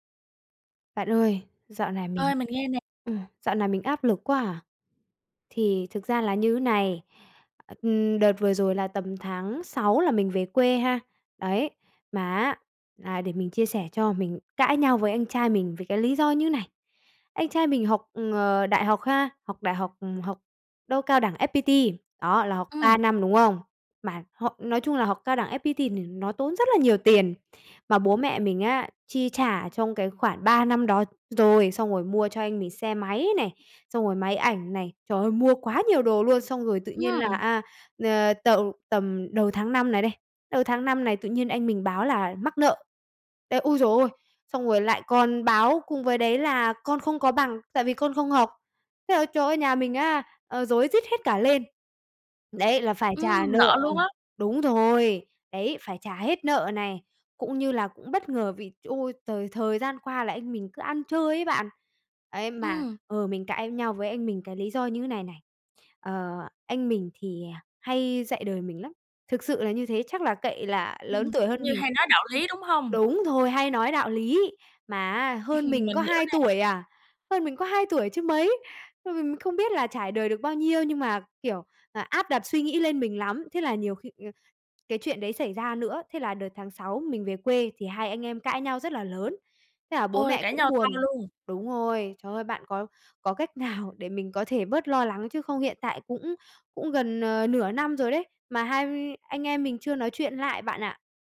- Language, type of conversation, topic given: Vietnamese, advice, Làm thế nào để giảm áp lực và lo lắng sau khi cãi vã với người thân?
- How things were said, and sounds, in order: tapping; other background noise; chuckle